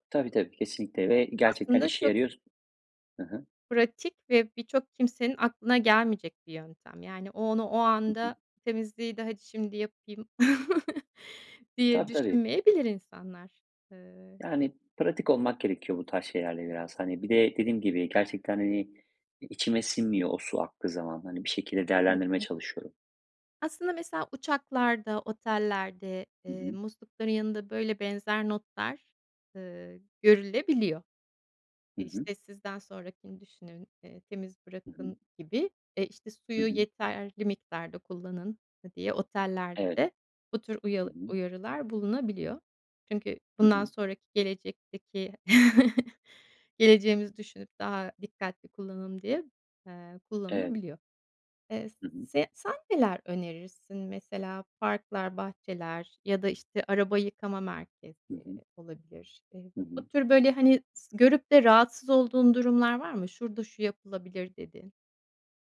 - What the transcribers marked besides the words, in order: chuckle; chuckle
- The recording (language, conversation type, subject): Turkish, podcast, Su tasarrufu için pratik önerilerin var mı?